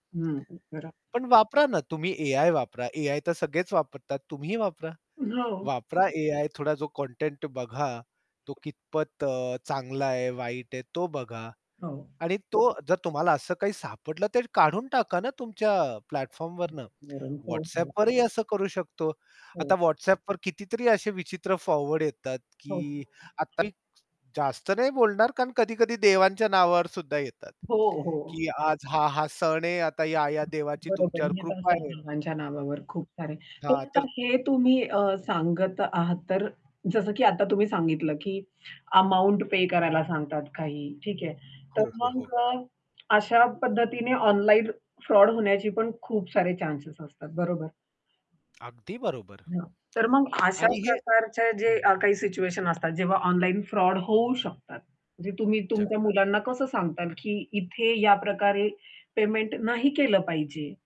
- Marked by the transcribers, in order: distorted speech; static; other background noise; in English: "प्लॅटफॉर्मवरनं"; unintelligible speech; in English: "फॉरवर्ड"; mechanical hum; tapping; background speech; "सांगल" said as "सांगताल"
- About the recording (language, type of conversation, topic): Marathi, podcast, फेसबुक, इन्स्टाग्राम आणि व्हॉट्सअॅपवर येणाऱ्या माहितीच्या अतिरेकाचा तुम्ही कसा सामना करता?